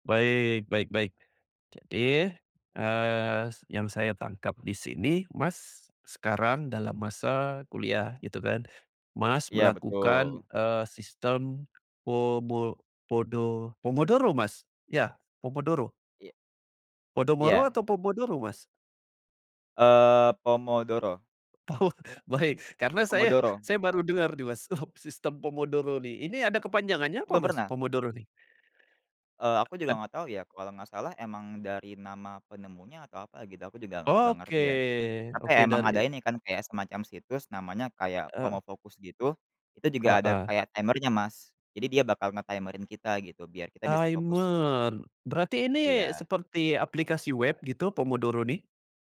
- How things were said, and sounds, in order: laughing while speaking: "Oh, baik"; chuckle; in English: "timer-nya"; in English: "nge-timer-in"; in English: "Timer"; in English: "web"
- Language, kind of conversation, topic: Indonesian, podcast, Kebiasaan belajar apa yang membuat kamu terus berkembang?